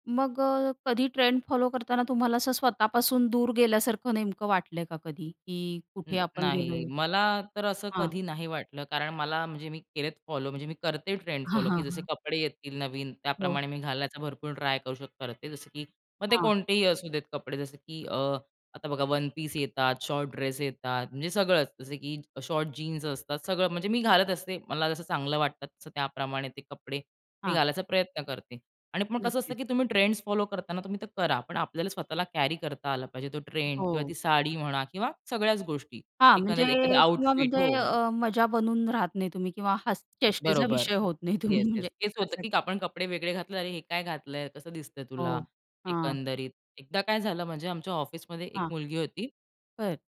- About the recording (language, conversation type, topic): Marathi, podcast, तुम्ही ट्रेंड आणि स्वतःपण यांचा समतोल कसा साधता?
- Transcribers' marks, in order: laughing while speaking: "हां, हां, हां"; in English: "आउटफिट"; other background noise; unintelligible speech